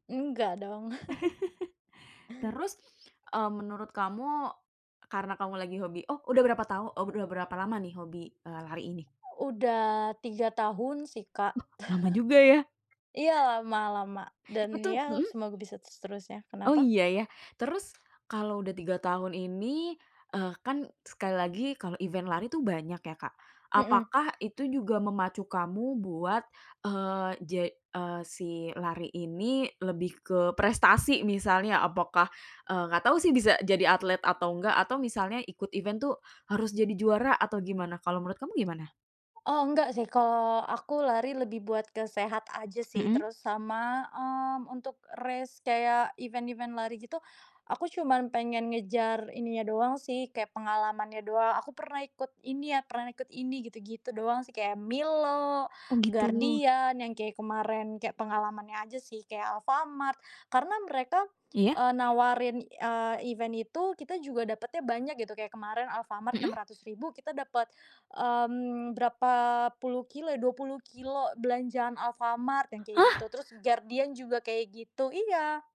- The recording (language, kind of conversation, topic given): Indonesian, podcast, Bagaimana cara kamu membagi waktu antara pekerjaan dan hobi?
- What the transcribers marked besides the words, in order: tapping; chuckle; gasp; chuckle; other background noise; in English: "event"; background speech; in English: "event"; in English: "race"; in English: "event event"; in English: "event"; gasp